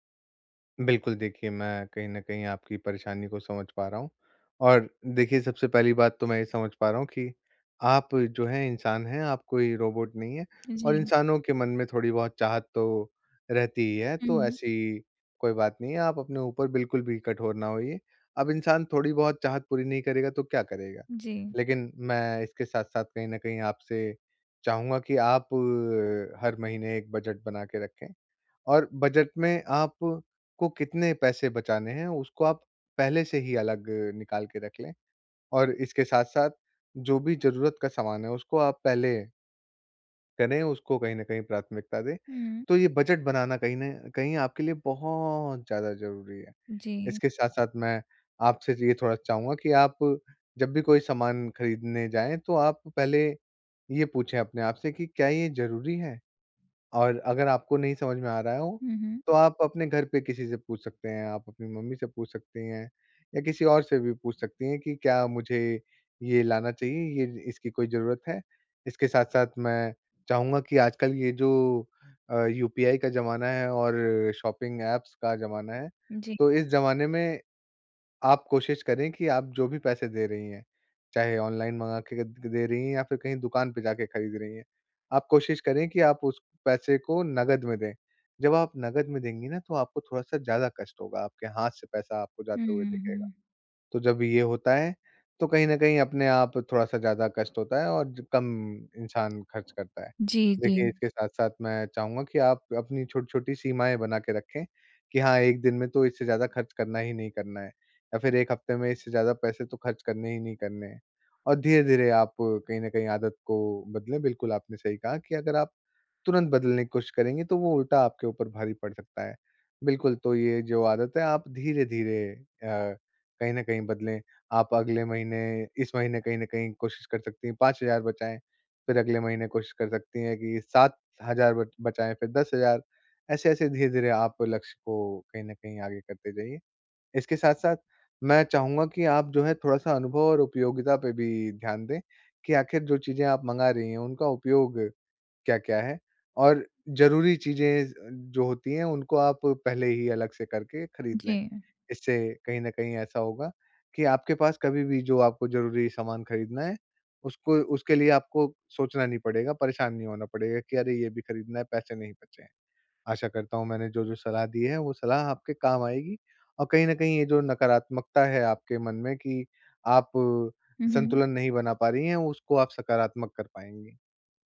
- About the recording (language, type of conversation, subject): Hindi, advice, आप आवश्यकताओं और चाहतों के बीच संतुलन बनाकर सोच-समझकर खर्च कैसे कर सकते हैं?
- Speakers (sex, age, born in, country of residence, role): female, 25-29, India, India, user; male, 25-29, India, India, advisor
- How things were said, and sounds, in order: tapping; drawn out: "बहुत"; in English: "शॉपिंग एप्स"